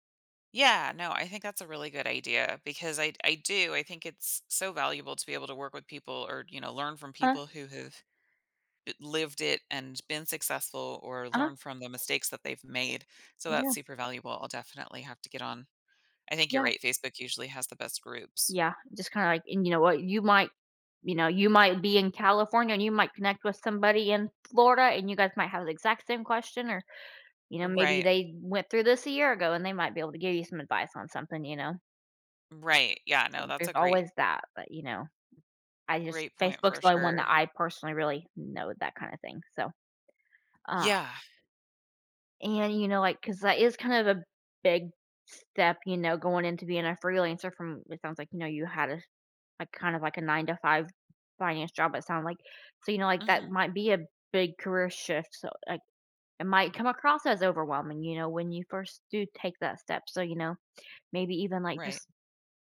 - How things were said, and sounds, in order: tapping; other background noise
- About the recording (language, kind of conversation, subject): English, advice, How should I prepare for a major life change?
- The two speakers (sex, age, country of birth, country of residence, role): female, 30-34, United States, United States, advisor; female, 40-44, United States, United States, user